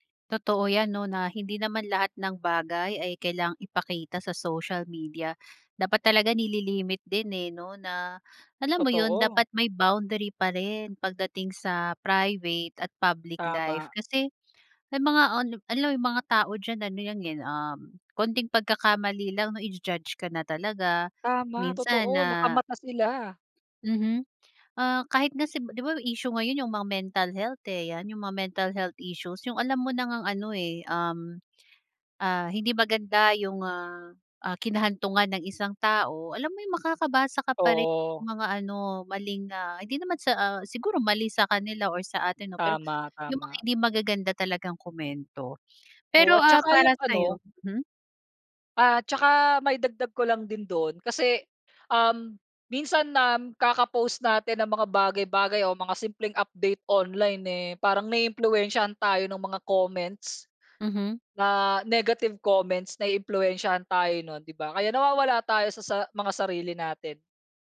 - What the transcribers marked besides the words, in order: gasp; in English: "mental health"; in English: "mental health issues"
- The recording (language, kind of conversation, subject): Filipino, podcast, Paano nakaaapekto ang midyang panlipunan sa paraan ng pagpapakita mo ng sarili?
- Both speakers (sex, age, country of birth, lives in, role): female, 30-34, Philippines, Philippines, host; male, 30-34, Philippines, Philippines, guest